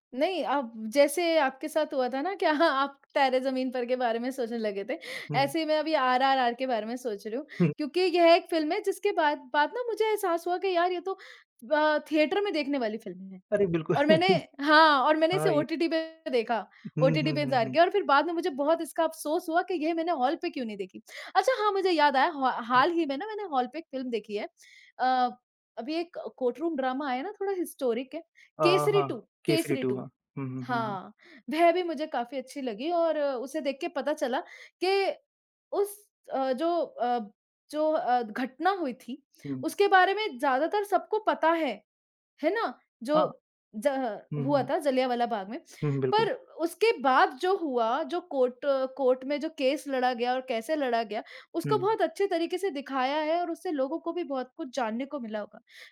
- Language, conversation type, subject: Hindi, unstructured, आपको कौन सी फिल्म सबसे ज़्यादा यादगार लगी है?
- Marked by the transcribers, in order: laughing while speaking: "आप"; in English: "थिएटर"; chuckle; in English: "कोर्ट रूम ड्रामा"; in English: "हिस्टोरिक"; in English: "कोर्ट"; in English: "कोर्ट"